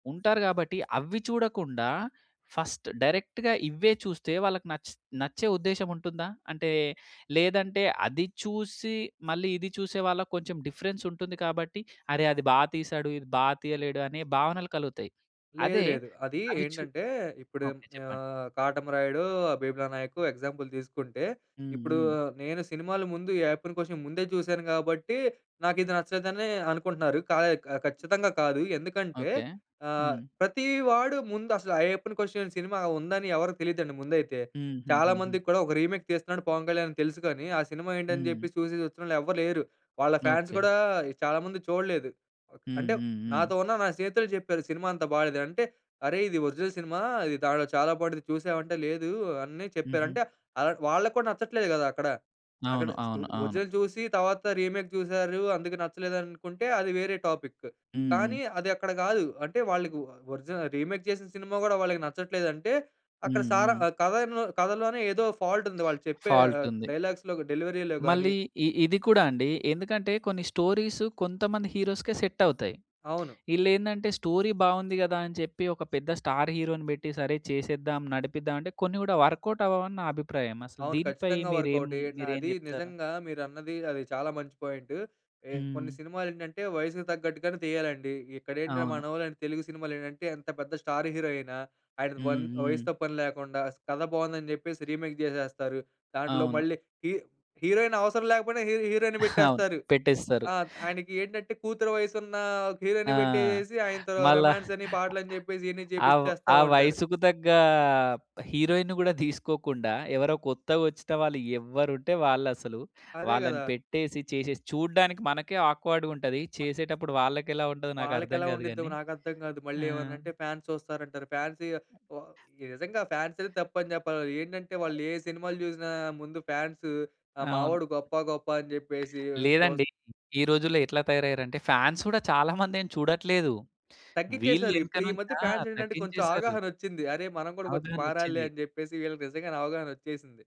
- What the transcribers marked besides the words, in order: in English: "ఫస్ట్ డైరెక్ట్‌గా"; in English: "డిఫరెన్స్"; in English: "ఎగ్జాంపుల్"; tapping; other background noise; in English: "రీమేక్"; in English: "ఫాన్స్"; in English: "ఓ ఒరిజినల్"; in English: "రీమేక్"; in English: "రీమేక్"; in English: "ఫాల్ట్"; lip smack; in English: "ఫాల్ట్"; in English: "డైలాగ్స్‌లో, డెలివరీ‌లో"; in English: "హీరోస్‌కే సెట్"; in English: "స్టోరీ"; in English: "స్టార్ హీరో‌ని"; in English: "వర్కౌట్"; in English: "స్టార్ హీరో"; in English: "రీమేక్"; in English: "హీ హీరోయిన్"; in English: "హీ హీరోయిన్‌ని"; in English: "హీరోయిన్‌ని"; in English: "రొమాన్స్"; giggle; in English: "ఆక్వర్డ్‌గా"; in English: "ఫాన్స్"; in English: "ఫాన్స్"; in English: "ఫాన్స్"; in English: "ఫాన్స్"; lip smack; in English: "ఫాన్స్"; in English: "ఫాన్స్"
- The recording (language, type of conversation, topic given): Telugu, podcast, రిమేక్ చేయాలని అనిపించినప్పుడు మీరు ఏ అంశానికి ఎక్కువ ప్రాధాన్యం ఇస్తారు?